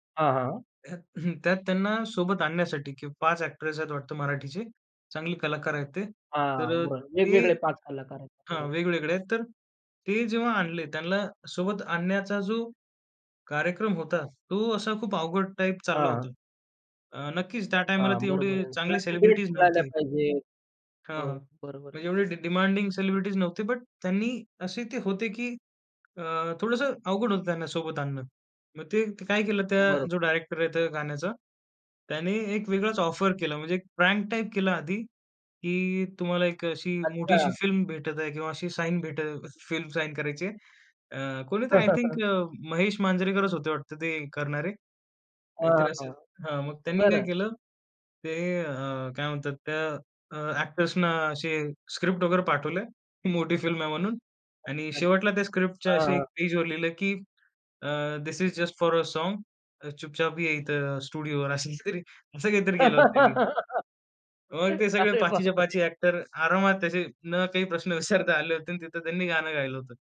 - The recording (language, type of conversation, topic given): Marathi, podcast, कोणतं गाणं ऐकून तुमचा मूड लगेच बदलतो?
- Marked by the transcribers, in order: throat clearing; tapping; in English: "ऑफर"; in English: "प्रँक"; in English: "फिल्म"; in English: "फिल्म"; laugh; laughing while speaking: "मोठी"; in English: "फिल्म"; in English: "थिस इस जस्ट फोर अ सोंग"; "साँग" said as "सोंग"; in English: "स्टुडिओवर"; laughing while speaking: "अशी स्क्रिप्ट, असं काहीतरी केलं होतं त्यांनी"; laugh; laughing while speaking: "अरे, बापरे!"; laughing while speaking: "विचारता"